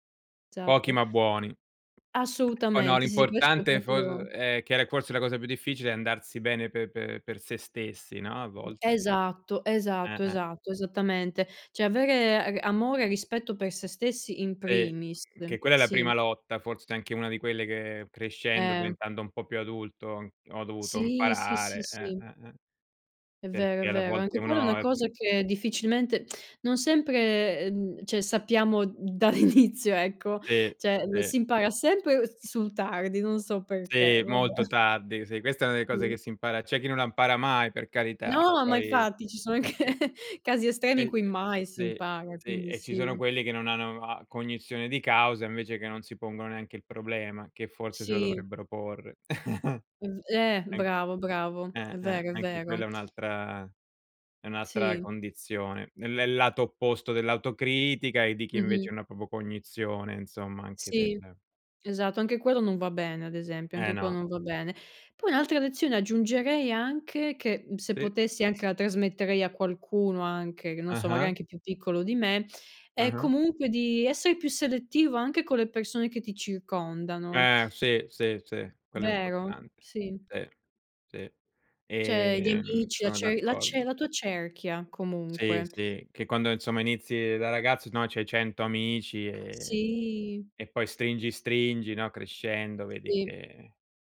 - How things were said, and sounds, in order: "Esatto" said as "satto"; tapping; other noise; "imparare" said as "mparare"; tsk; laughing while speaking: "inizio"; "cioè" said as "ceh"; laughing while speaking: "vabbè"; "impara" said as "mpara"; laughing while speaking: "anche"; chuckle; chuckle; "proprio" said as "propo"; "Cioè" said as "ceh"
- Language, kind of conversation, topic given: Italian, unstructured, Qual è stata una lezione importante che hai imparato da giovane?